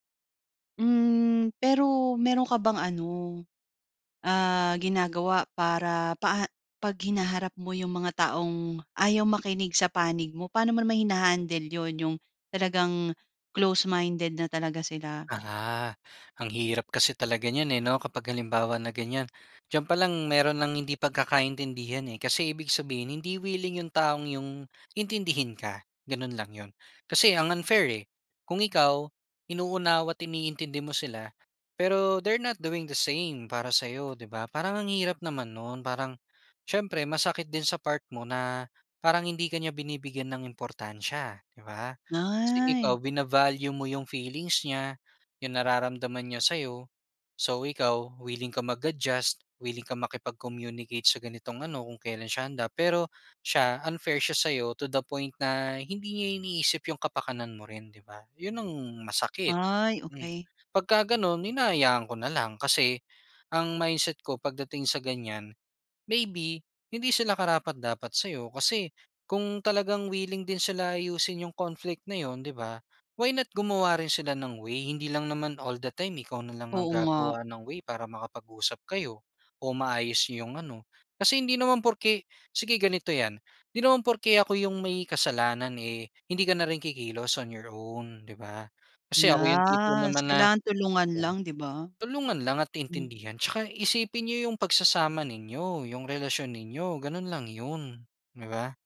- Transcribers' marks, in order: tapping; in English: "they're not doing the same"; in English: "makipag-communicate"; in English: "to the point"; in English: "why not"; in English: "on your own"; unintelligible speech
- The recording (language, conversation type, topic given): Filipino, podcast, Paano mo hinaharap ang hindi pagkakaintindihan?